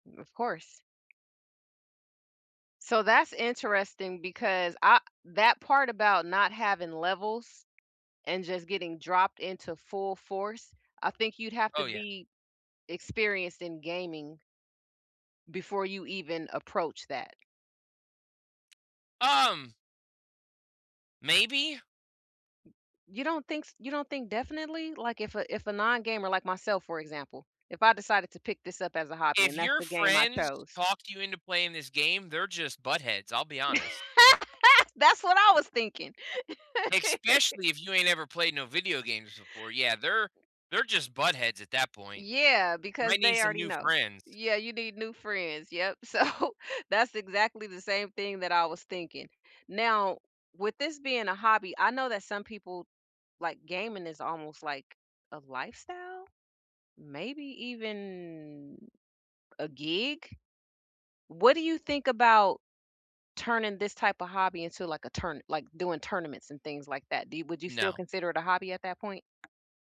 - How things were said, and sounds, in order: tapping; laugh; laugh; laughing while speaking: "So"; drawn out: "even"
- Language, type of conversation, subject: English, unstructured, What hobby would help me smile more often?